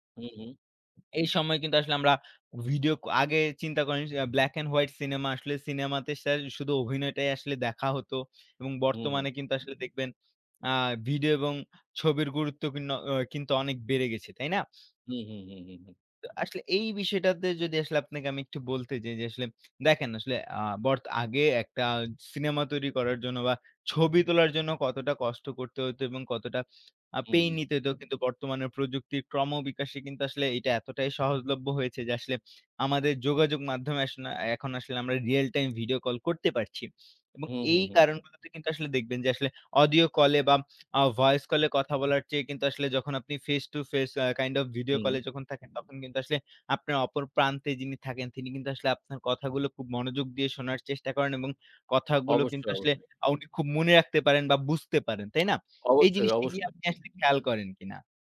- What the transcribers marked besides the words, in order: in English: "black and white"; other background noise; in English: "real time video call"; tapping; in English: "face to face, a kind of video call"
- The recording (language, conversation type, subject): Bengali, unstructured, ছবির মাধ্যমে গল্প বলা কেন গুরুত্বপূর্ণ?